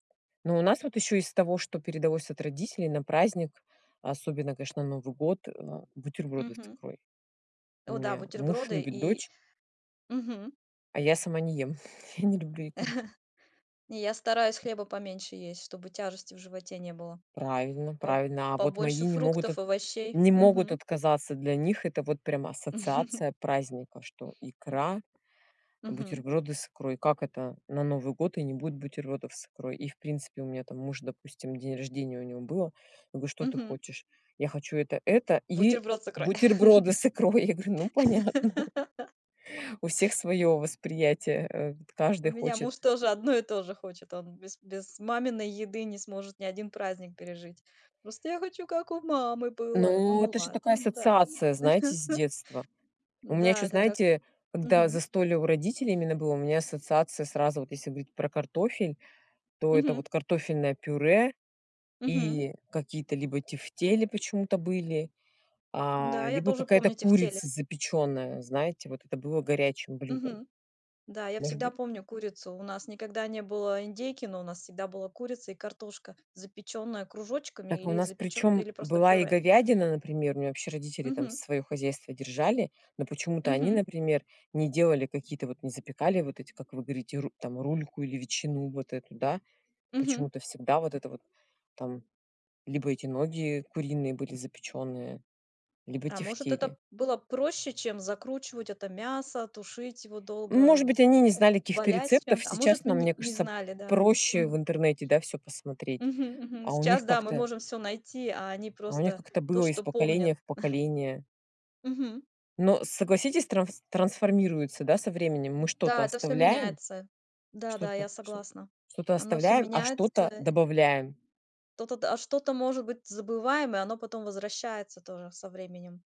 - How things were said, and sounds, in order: tapping; chuckle; chuckle; chuckle; laugh; laughing while speaking: "понятно"; background speech; chuckle; chuckle; alarm
- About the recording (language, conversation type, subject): Russian, unstructured, Какие блюда у тебя ассоциируются с праздниками?